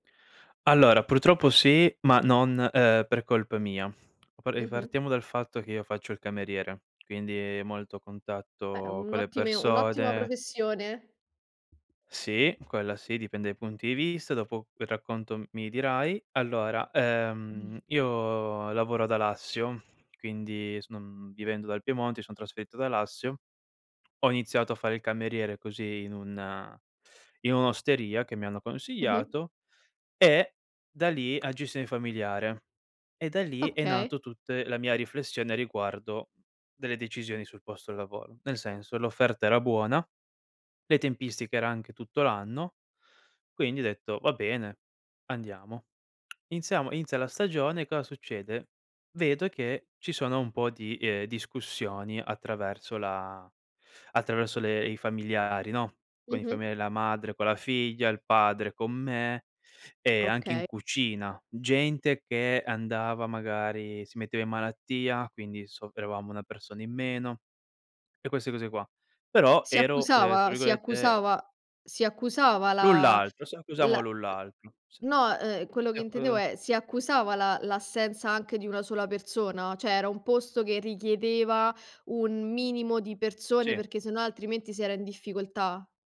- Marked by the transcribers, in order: tapping; "persone" said as "persode"; stressed: "Sì"; drawn out: "uhm, io"; "consigliato" said as "consiiato"; stressed: "E"; stressed: "me"; "soffrivamo" said as "soffrevamo"; other noise; "L'un" said as "lu"; "accusiamo" said as "accusamo"; "l'un" said as "lu"; "Cioè" said as "ceh"; stressed: "richiedeva"
- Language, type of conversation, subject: Italian, podcast, Come hai deciso di lasciare un lavoro sicuro?